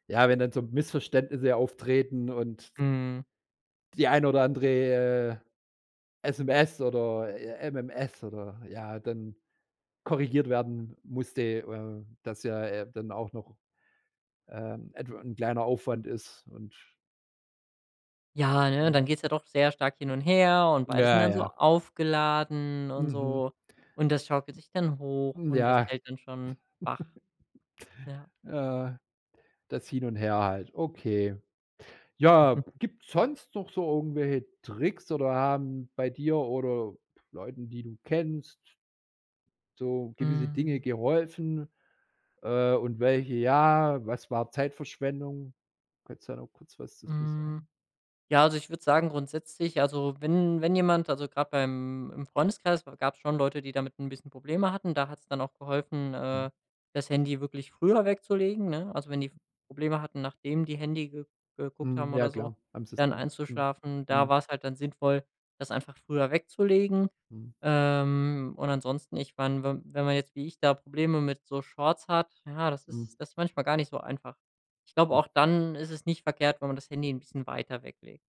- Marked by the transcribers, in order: chuckle; chuckle
- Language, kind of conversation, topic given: German, podcast, Wie beeinflusst dein Handy dein Ein- und Durchschlafen?